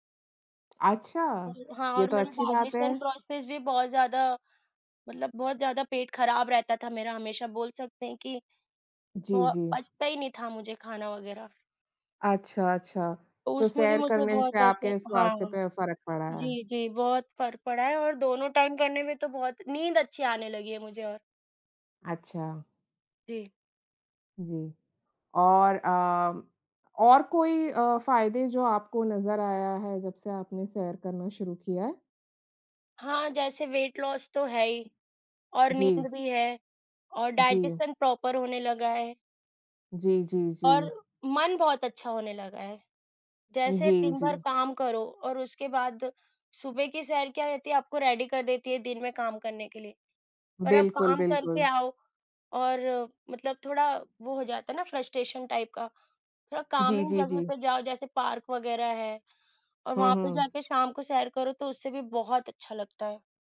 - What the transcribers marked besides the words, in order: tapping; in English: "डाइजेशन प्रोसेस"; other background noise; background speech; in English: "टाइम"; in English: "वेट लॉस"; in English: "डाइजेशन प्रॉपर"; in English: "रेडी"; in English: "फ्रस्ट्रेशन टाइप"; in English: "काल्मिंग"
- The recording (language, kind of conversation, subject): Hindi, unstructured, सुबह की सैर या शाम की सैर में से आपके लिए कौन सा समय बेहतर है?